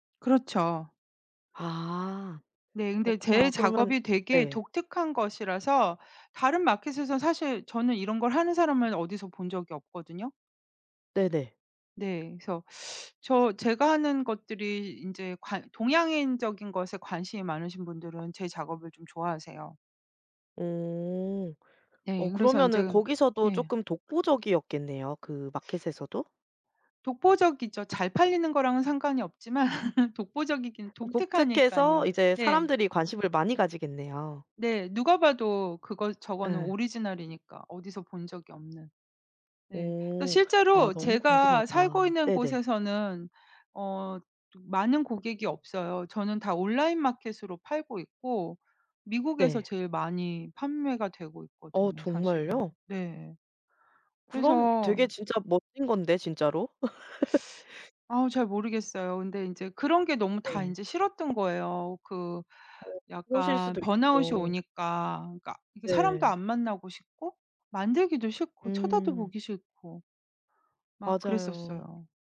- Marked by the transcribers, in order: other background noise; tapping; laughing while speaking: "없지만"; teeth sucking; laugh
- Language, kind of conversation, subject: Korean, podcast, 창작 루틴은 보통 어떻게 짜시는 편인가요?